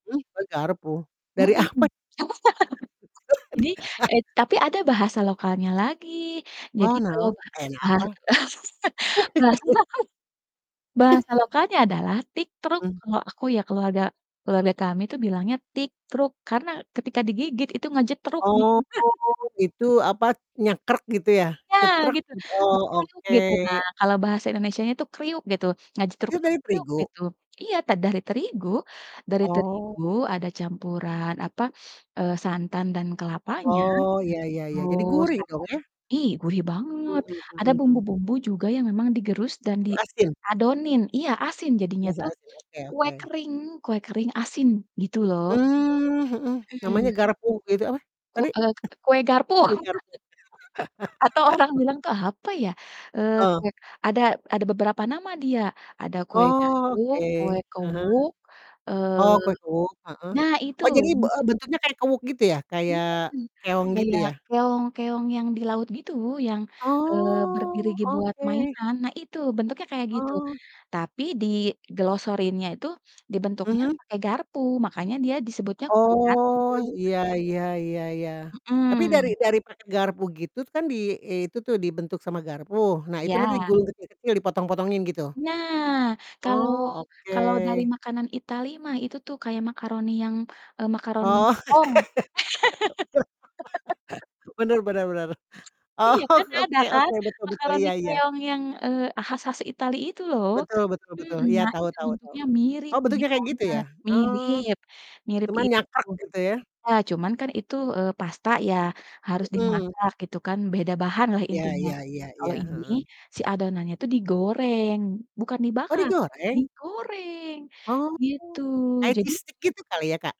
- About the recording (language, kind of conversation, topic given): Indonesian, podcast, Makanan apa yang selalu hadir saat Lebaran di rumahmu?
- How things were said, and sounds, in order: laughing while speaking: "apa?"; laugh; laugh; laughing while speaking: "lokal"; laugh; in Sundanese: "ngajetruk"; laughing while speaking: "gitu kan"; distorted speech; drawn out: "Oh"; laugh; in Sundanese: "nyekrek"; other noise; in Sundanese: "ngajetruk"; laugh; chuckle; laughing while speaking: "Atau orang bilang"; laugh; drawn out: "Oh"; drawn out: "Oh"; laugh; laughing while speaking: "Oh"; laugh; other background noise; in Sundanese: "nyakrek"